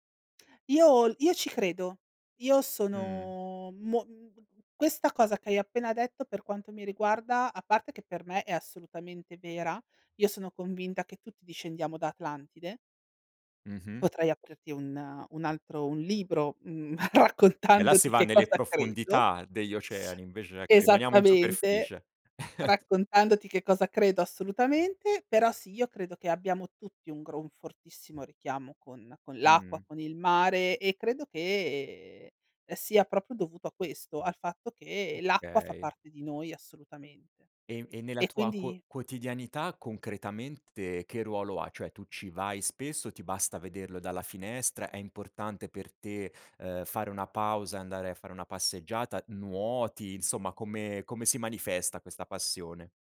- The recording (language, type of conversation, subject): Italian, podcast, Cosa ti piace di più del mare e perché?
- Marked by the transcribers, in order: laughing while speaking: "raccontandoti"; sniff; chuckle; "proprio" said as "propio"